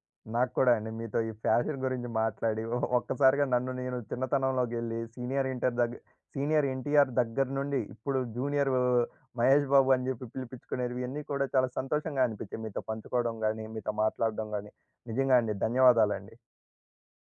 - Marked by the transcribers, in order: in English: "ఫ్యాషన్"; chuckle; in English: "సీనియర్"; in English: "సీనియర్"
- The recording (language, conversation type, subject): Telugu, podcast, సినిమాలు, టీవీ కార్యక్రమాలు ప్రజల ఫ్యాషన్‌పై ఎంతవరకు ప్రభావం చూపుతున్నాయి?